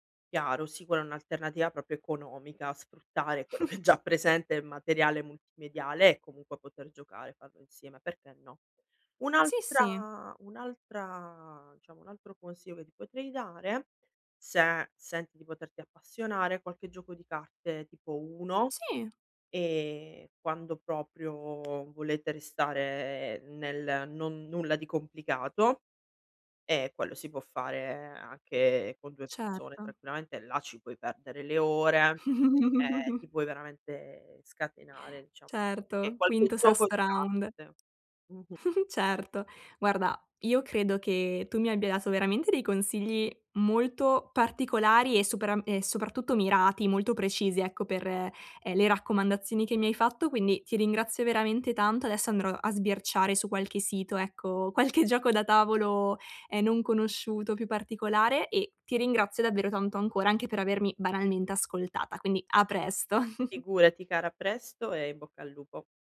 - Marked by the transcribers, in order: tapping; "proprio" said as "propio"; chuckle; laughing while speaking: "che è già"; "nel" said as "el"; "consiglio" said as "consio"; chuckle; other noise; chuckle; laughing while speaking: "qualche"; chuckle
- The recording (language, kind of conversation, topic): Italian, advice, Come posso smettere di annoiarmi e divertirmi di più quando sono a casa?
- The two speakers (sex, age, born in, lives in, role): female, 20-24, Italy, Italy, user; female, 35-39, Italy, Italy, advisor